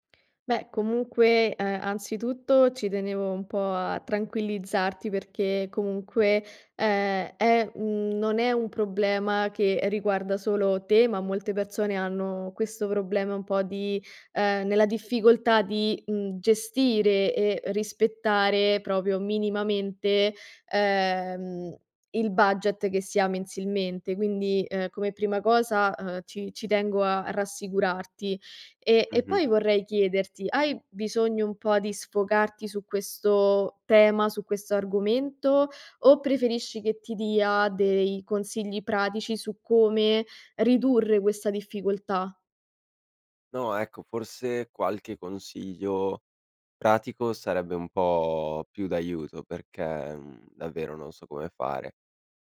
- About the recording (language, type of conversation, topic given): Italian, advice, Come posso rispettare un budget mensile senza sforarlo?
- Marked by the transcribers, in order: "proprio" said as "propio"